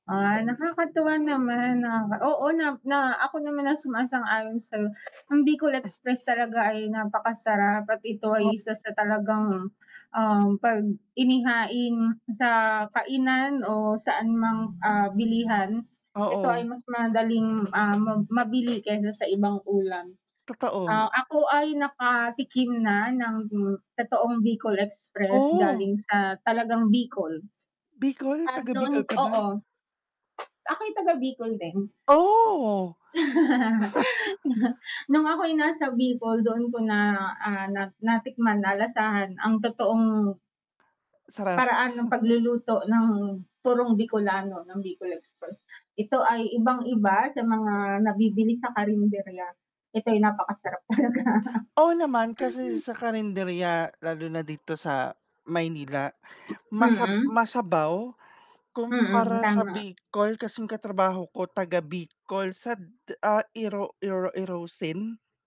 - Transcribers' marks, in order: mechanical hum; background speech; tapping; other background noise; other street noise; laugh; static; laugh
- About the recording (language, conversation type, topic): Filipino, unstructured, Anong ulam ang hindi mo pagsasawaang kainin?